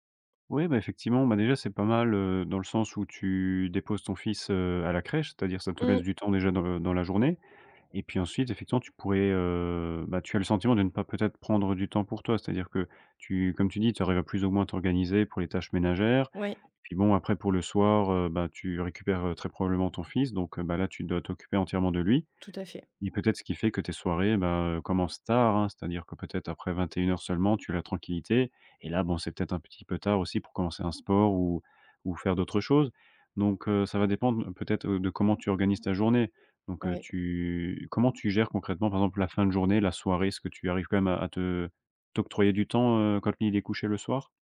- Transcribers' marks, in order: drawn out: "heu"; tapping
- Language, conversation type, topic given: French, advice, Comment faire pour trouver du temps pour moi et pour mes loisirs ?